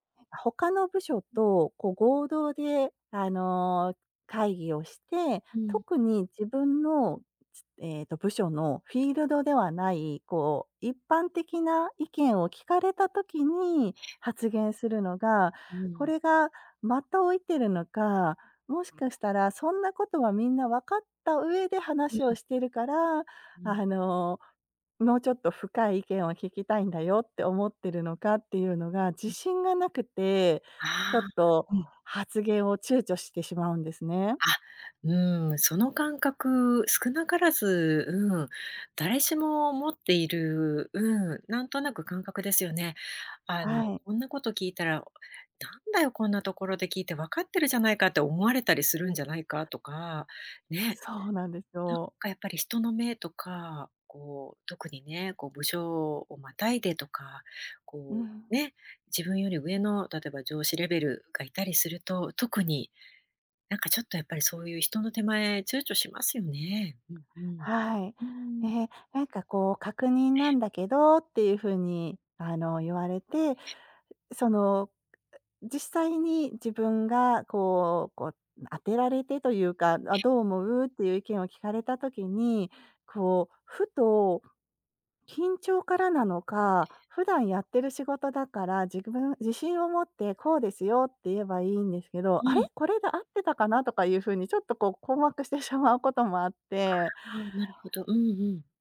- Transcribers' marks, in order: tapping; other background noise
- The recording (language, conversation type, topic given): Japanese, advice, 会議で発言するのが怖くて黙ってしまうのはなぜですか？